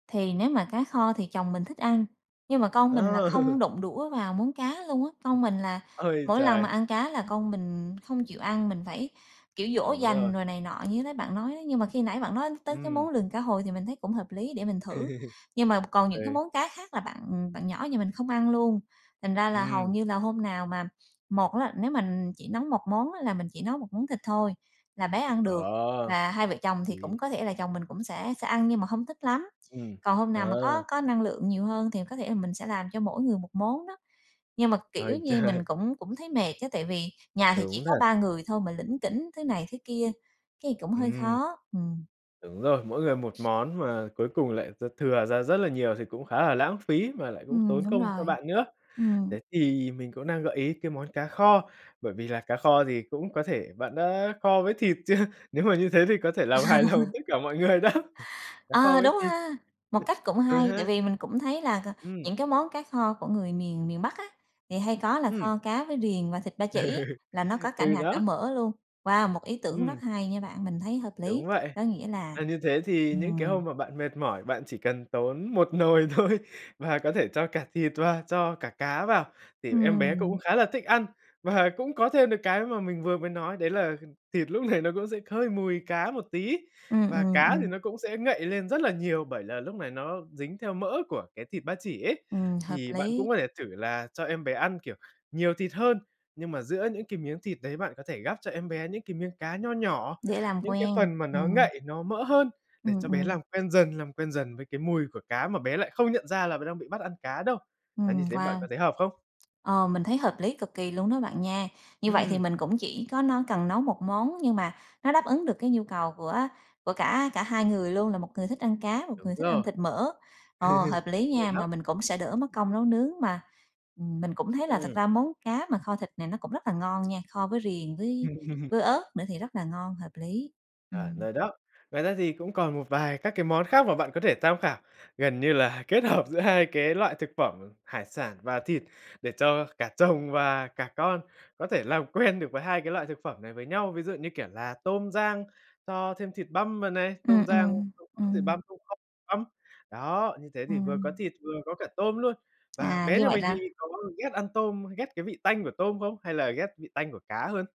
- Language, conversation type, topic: Vietnamese, advice, Làm thế nào để thay đổi thực đơn chung khi gia đình kén ăn và khó chấp nhận món mới?
- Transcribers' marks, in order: laugh; tapping; laugh; laughing while speaking: "trời!"; other background noise; laughing while speaking: "chưa?"; laugh; laughing while speaking: "hài lòng"; laughing while speaking: "người đó"; other noise; laughing while speaking: "Ừ"; laughing while speaking: "thôi"; laughing while speaking: "này"; chuckle; laugh; unintelligible speech